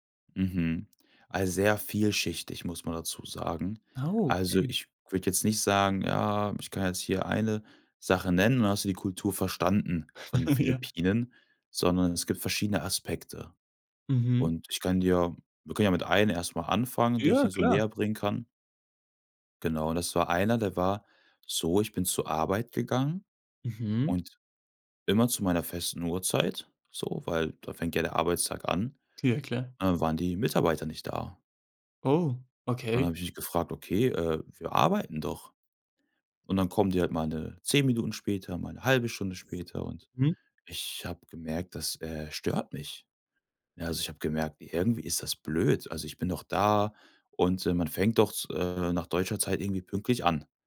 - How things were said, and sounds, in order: laugh; laughing while speaking: "Ja"; joyful: "Ja, klar"
- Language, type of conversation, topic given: German, podcast, Erzählst du von einer Person, die dir eine Kultur nähergebracht hat?